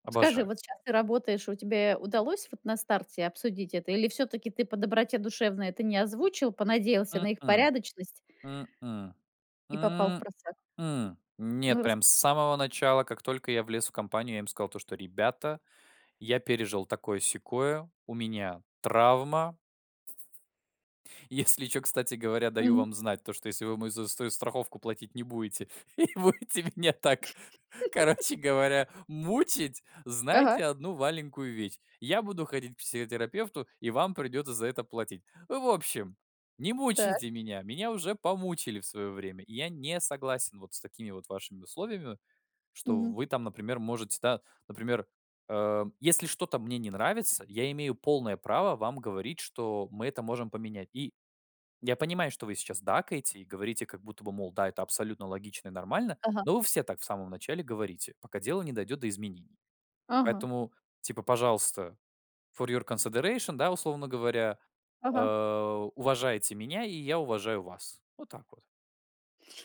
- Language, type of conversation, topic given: Russian, podcast, Как выстроить границы между удалённой работой и личным временем?
- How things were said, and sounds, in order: other background noise; laughing while speaking: "и будете меня так, короче говоря, мучить"; other noise; laugh; in English: "for your consideration"